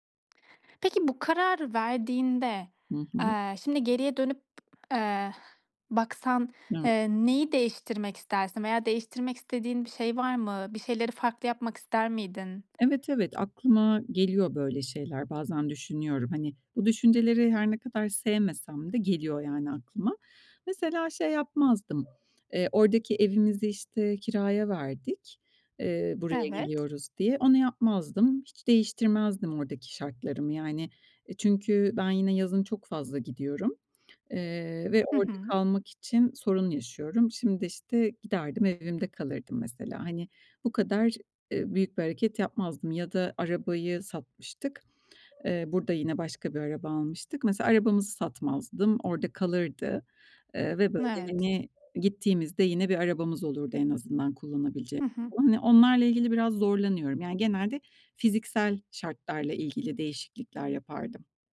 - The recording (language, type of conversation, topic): Turkish, podcast, Değişim için en cesur adımı nasıl attın?
- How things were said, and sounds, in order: tapping; other background noise